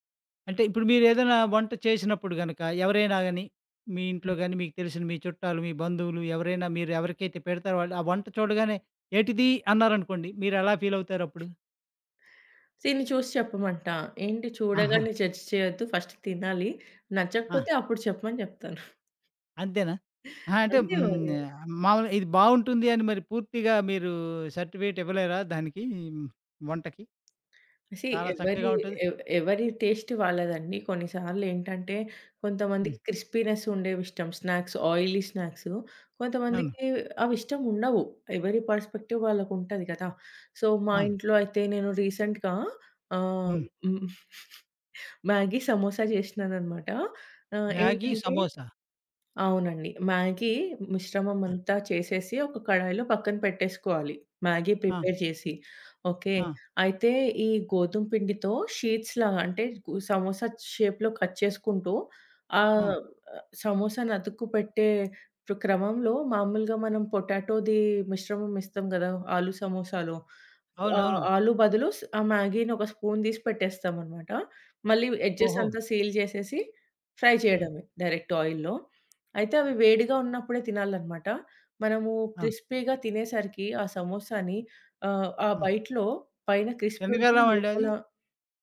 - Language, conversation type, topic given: Telugu, podcast, మీకు గుర్తున్న మొదటి వంట జ్ఞాపకం ఏమిటి?
- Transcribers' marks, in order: in English: "ఫీల్"; other background noise; in English: "జడ్జ్"; in English: "ఫస్ట్"; in English: "సర్టిఫికేట్"; in English: "సీ"; in English: "టేస్ట్"; in English: "క్రిస్పీనెస్"; in English: "స్నాక్స్, ఆయిలీ"; in English: "పెర్స్పెక్టివ్"; in English: "సో"; in English: "రీసెంట్‌గా"; chuckle; in English: "ప్రిపేర్"; in English: "షీట్స్"; in English: "షేప్‌లో కట్"; in English: "స్పూన్"; in English: "ఎడ్జెస్"; in English: "సీల్"; in English: "ఫ్రై"; in English: "డైరెక్ట్ ఆయిల్‌లో"; in English: "క్రిస్పీగా"; in English: "బైట్‌లో"; in English: "క్రిస్పీ"